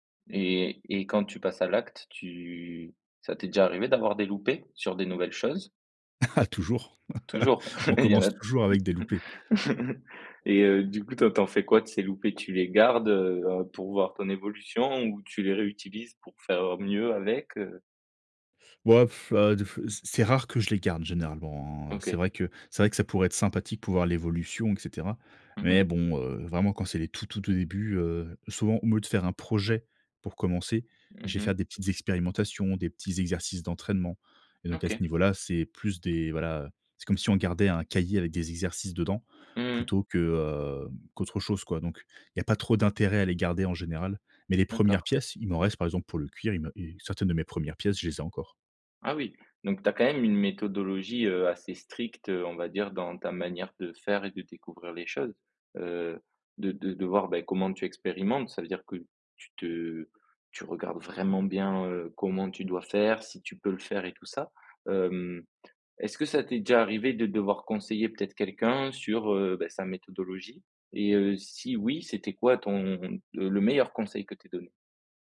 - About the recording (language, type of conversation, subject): French, podcast, Processus d’exploration au démarrage d’un nouveau projet créatif
- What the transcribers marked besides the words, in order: laughing while speaking: "Ah, toujours"; laugh; laughing while speaking: "Il y en a"; "au lieu" said as "aumeu"; tapping